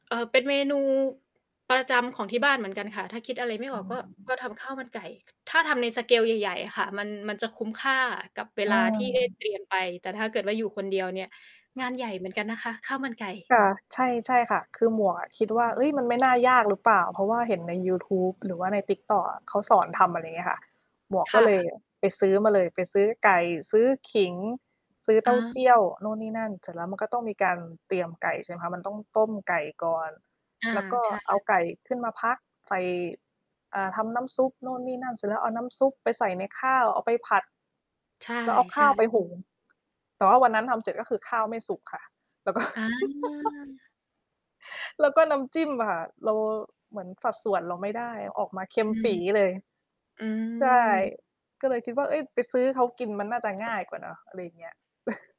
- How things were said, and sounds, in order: distorted speech; in English: "สเกล"; other background noise; static; mechanical hum; laughing while speaking: "ก็"; chuckle; chuckle
- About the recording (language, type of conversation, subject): Thai, unstructured, คุณชอบทำอาหารกินเองหรือชอบซื้ออาหารมากินมากกว่ากัน?